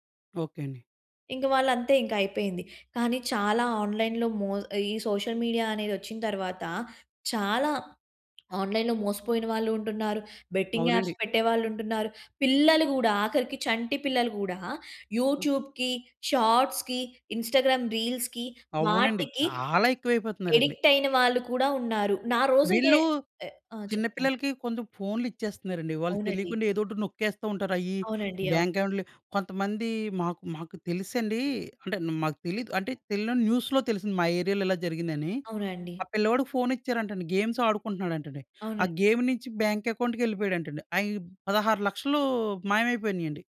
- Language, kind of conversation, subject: Telugu, podcast, సామాజిక మాధ్యమాలు మీ రోజును ఎలా ప్రభావితం చేస్తాయి?
- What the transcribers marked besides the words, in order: in English: "ఆన్‌లైన్‌లో"; in English: "సోషల్ మీడియా"; tapping; in English: "ఆన్‌లైన్‌లో"; in English: "బెట్టింగ్ యాప్స్"; in English: "యూట్యూబ్‌కి, షార్ట్స్‌కి, ఇన్స్టాగ్రామ్ రీల్స్‌కి"; in English: "అడిక్ట్"; in English: "న్యూస్‌లో"; in English: "ఏరియా‌లో"; in English: "గేమ్స్"; in English: "గేమ్"; in English: "బ్యాంక్ అకౌంట్‌కెళ్ళిపోయాడంటండి"